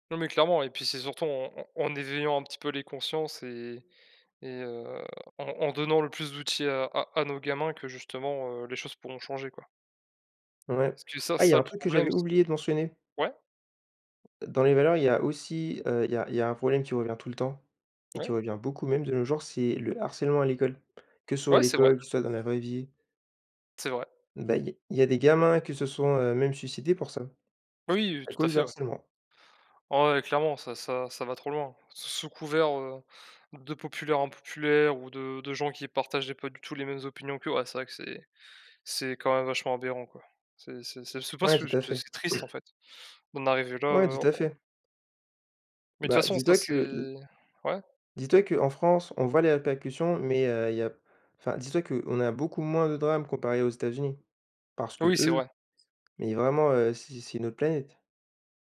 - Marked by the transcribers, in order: cough; stressed: "qu'eux"
- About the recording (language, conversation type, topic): French, unstructured, Quelles valeurs souhaitez-vous transmettre aux générations futures ?